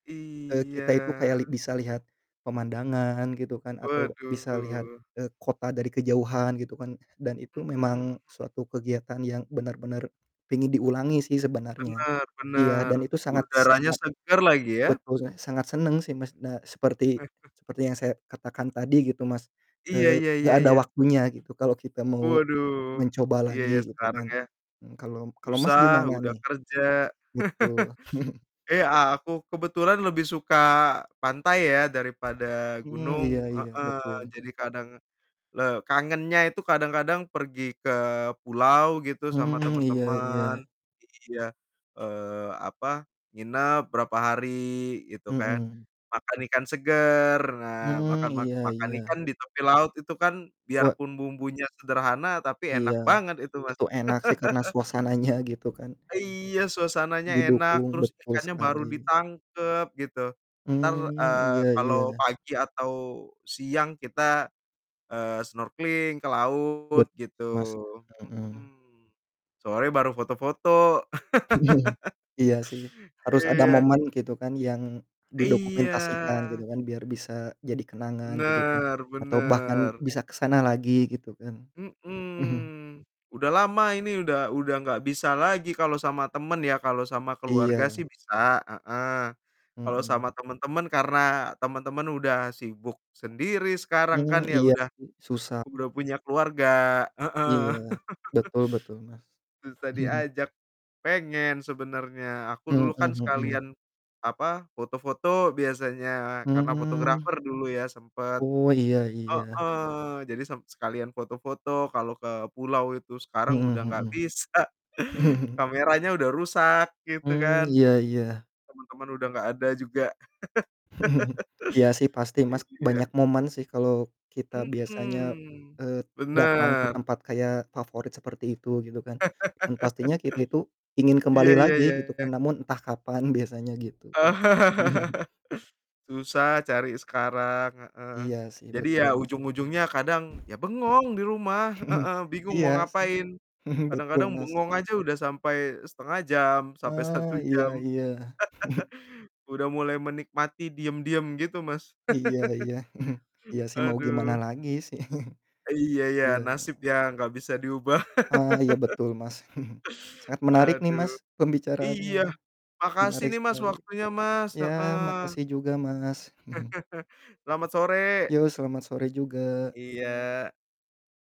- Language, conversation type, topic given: Indonesian, unstructured, Aktivitas apa yang membuatmu merasa bahagia?
- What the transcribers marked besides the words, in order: drawn out: "Iya"; distorted speech; other background noise; chuckle; chuckle; tapping; laughing while speaking: "suasananya"; laugh; static; chuckle; laugh; drawn out: "Iya"; laugh; chuckle; chuckle; laughing while speaking: "bisa"; chuckle; laugh; laugh; laugh; chuckle; chuckle; chuckle; laugh; laugh; chuckle; chuckle; laugh; chuckle; chuckle